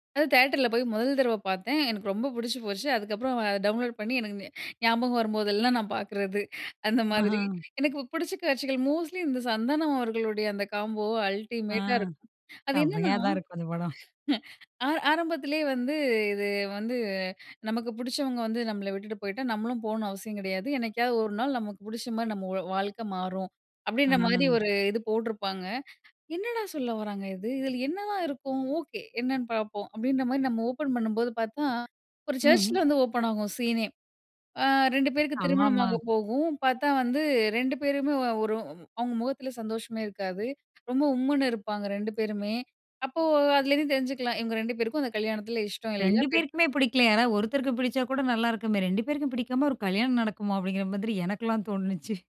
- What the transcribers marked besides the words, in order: in English: "டவுன்லோட்"; in English: "மோஸ்ட்லி"; laughing while speaking: "செம்மையா தான் இருக்கும் அந்த படம்"; in English: "காம்போ அல்டிமேட்டா"; laugh; in English: "ஓப்பன்"; in English: "ஓப்பன்"; in English: "சீனே!"; unintelligible speech
- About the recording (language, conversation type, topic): Tamil, podcast, உங்களுக்கு பிடித்த ஒரு திரைப்படப் பார்வை அனுபவத்தைப் பகிர முடியுமா?